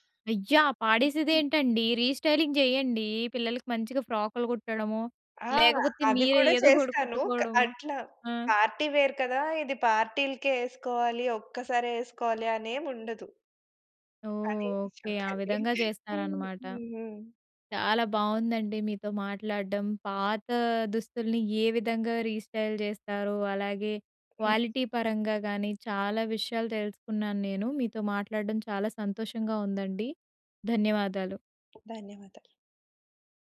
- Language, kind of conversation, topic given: Telugu, podcast, పాత దుస్తులను కొత్తగా మలచడం గురించి మీ అభిప్రాయం ఏమిటి?
- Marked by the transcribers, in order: other background noise; in English: "రీస్టైలింగ్"; in English: "పార్టీ వేర్"; unintelligible speech; in English: "రీస్టైల్"; in English: "క్వాలిటీ"; other noise